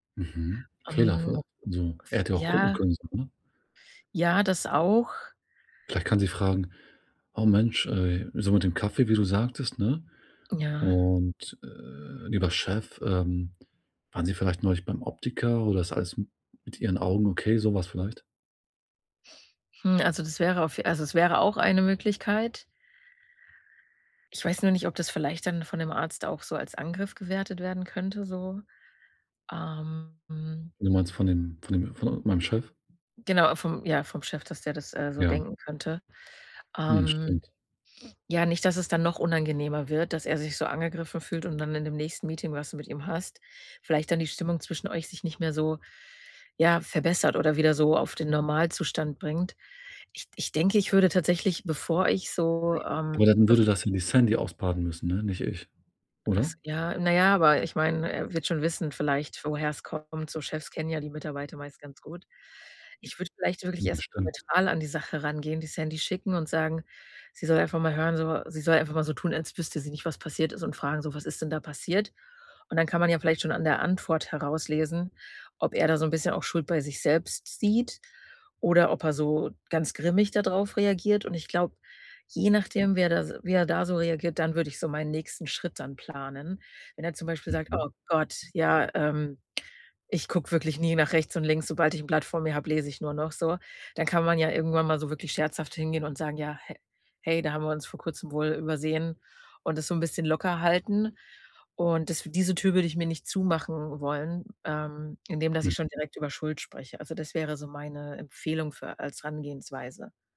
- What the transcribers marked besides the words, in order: other background noise; sniff; "Herangehensweise" said as "Rangehensweise"
- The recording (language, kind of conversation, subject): German, advice, Wie gehst du mit Scham nach einem Fehler bei der Arbeit um?